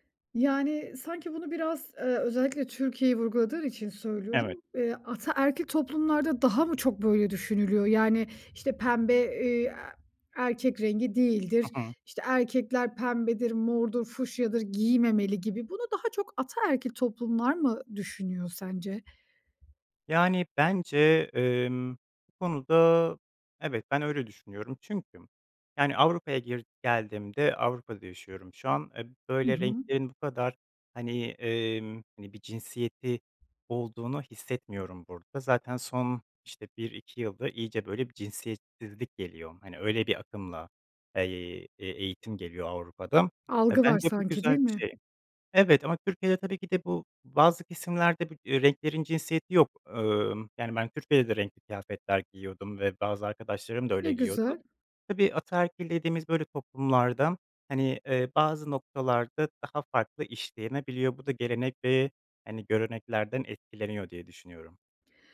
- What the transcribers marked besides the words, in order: tapping; other background noise
- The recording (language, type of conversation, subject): Turkish, podcast, Renkler ruh halini nasıl etkiler?